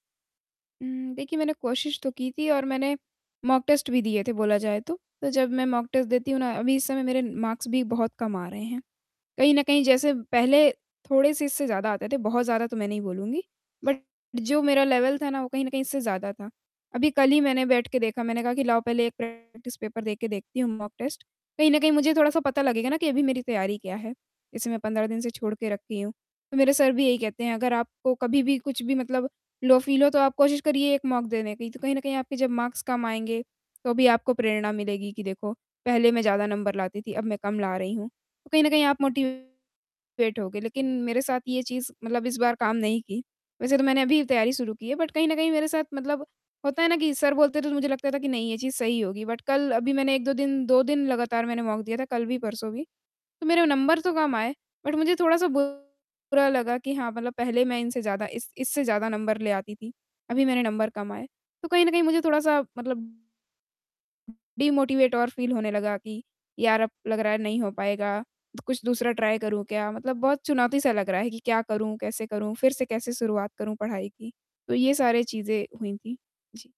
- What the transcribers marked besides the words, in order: static; in English: "मॉक टेस्ट"; in English: "मॉक टेस्ट"; in English: "मार्क्स"; tapping; distorted speech; in English: "बट"; in English: "लेवल"; other background noise; in English: "प्रैक्टिस पेपर"; in English: "मॉक टेस्ट"; in English: "लो फील"; in English: "मॉक"; in English: "मार्क्स"; in English: "मोटिवेट"; in English: "बट"; in English: "बट"; in English: "मॉक"; in English: "बट"; in English: "डिमोटिवेट"; in English: "फील"; in English: "ट्राई"; in English: "चुनौती"
- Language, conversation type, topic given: Hindi, advice, जब उत्साह घट जाए, तो मैं लंबे समय तक खुद को प्रेरित कैसे रखूँ?